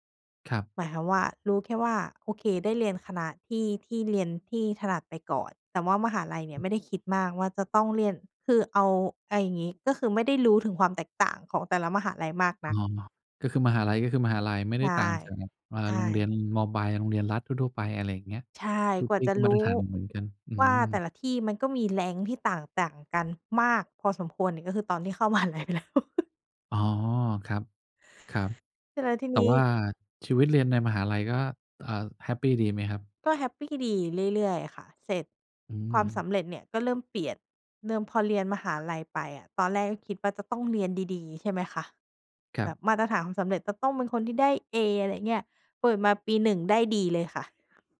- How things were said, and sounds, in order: other background noise; in English: "rank"; laughing while speaking: "มหาลัยไปแล้ว"; laugh; other noise
- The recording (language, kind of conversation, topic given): Thai, podcast, คุณเคยเปลี่ยนมาตรฐานความสำเร็จของตัวเองไหม และทำไมถึงเปลี่ยน?